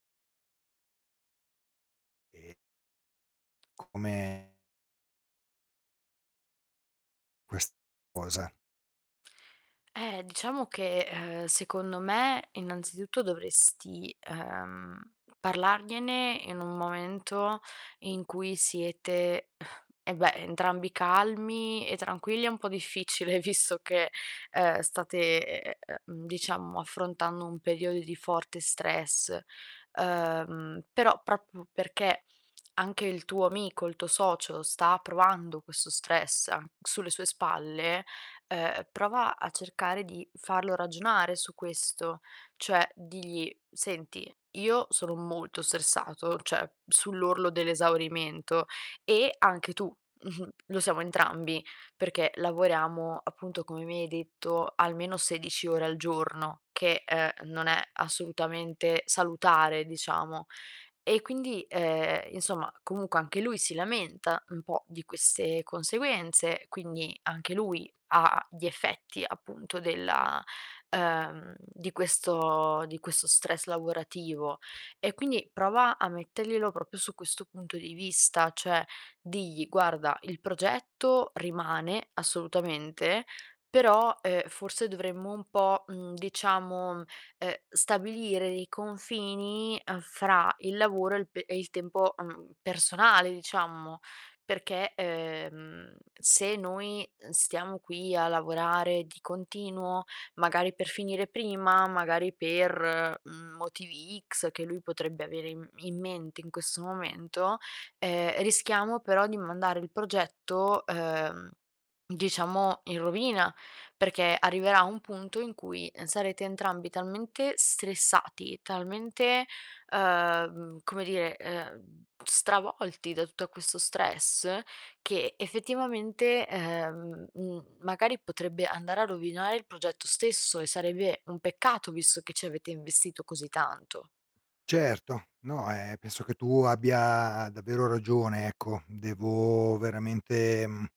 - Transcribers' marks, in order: tapping; distorted speech; exhale; "proprio" said as "prapio"; chuckle; "proprio" said as "propio"; "diciamo" said as "diciammo"
- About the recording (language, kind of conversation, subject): Italian, advice, Come vivi l’esaurimento dovuto alle lunghe ore di lavoro in una startup?